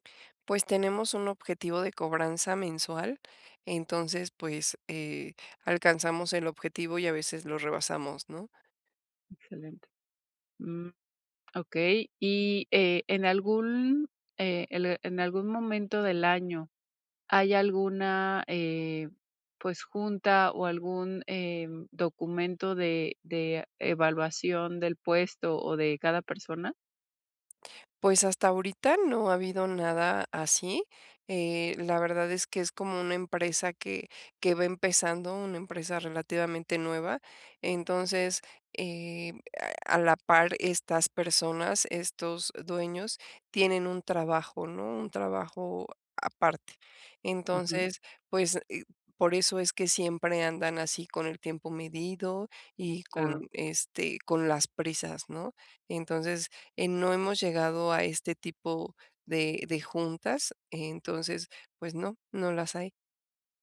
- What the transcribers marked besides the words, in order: none
- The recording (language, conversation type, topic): Spanish, advice, ¿Cómo puedo mantener mi motivación en el trabajo cuando nadie reconoce mis esfuerzos?